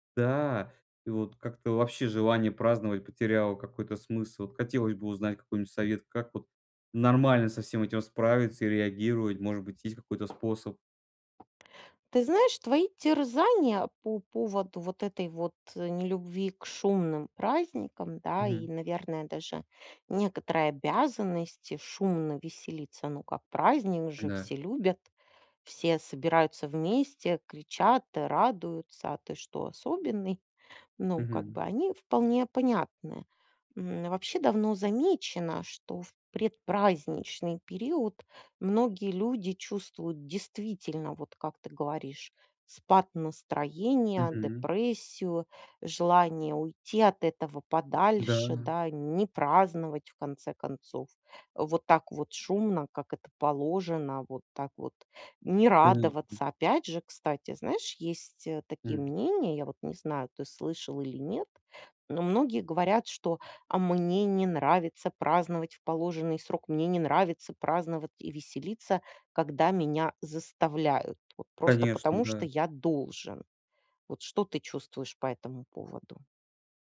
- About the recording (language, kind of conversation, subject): Russian, advice, Как наслаждаться праздниками, если ощущается социальная усталость?
- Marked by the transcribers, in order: tapping